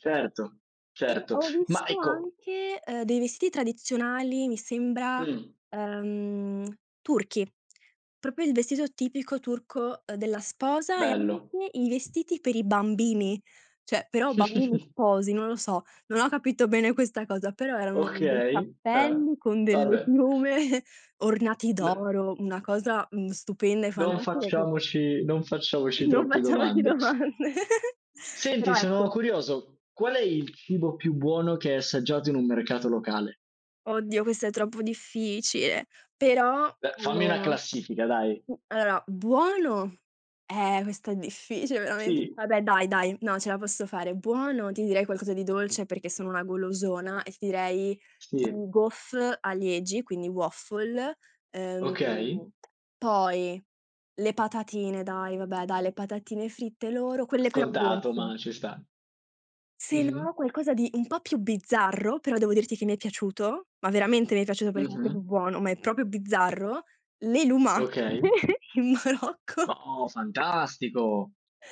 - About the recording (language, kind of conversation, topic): Italian, podcast, Che cosa ti piace assaggiare quando sei in un mercato locale?
- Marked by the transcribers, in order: "Proprio" said as "propio"; chuckle; laughing while speaking: "piume"; laughing while speaking: "E non facciamoci domande"; other background noise; chuckle; tapping; "proprio" said as "propio"; "proprio" said as "propio"; laughing while speaking: "lumache in Marocco"